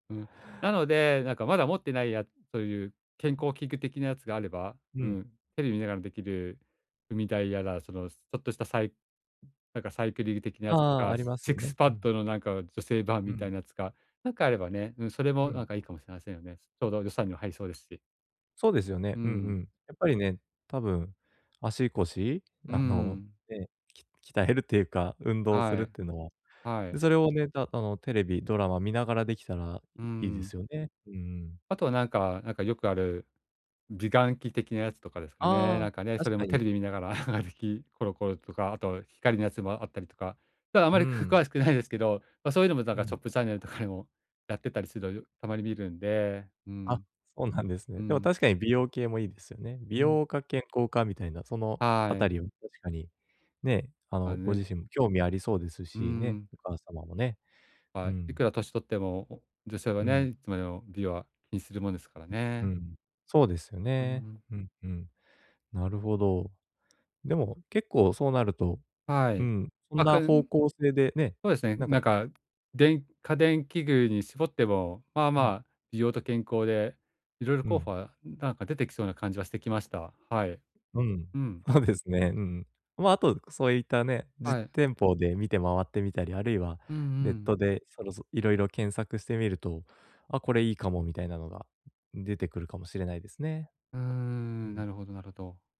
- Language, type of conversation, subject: Japanese, advice, どうすれば予算内で喜ばれる贈り物を選べますか？
- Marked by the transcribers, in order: other noise; "サイクリング" said as "サイクリル"; tapping; chuckle; laughing while speaking: "ほうですね"